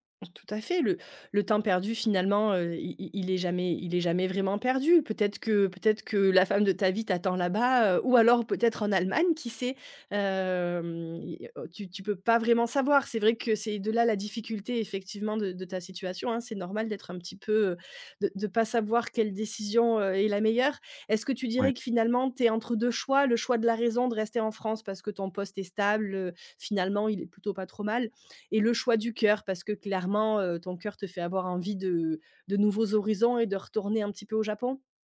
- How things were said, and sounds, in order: drawn out: "hem"
- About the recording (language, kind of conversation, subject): French, advice, Faut-il quitter un emploi stable pour saisir une nouvelle opportunité incertaine ?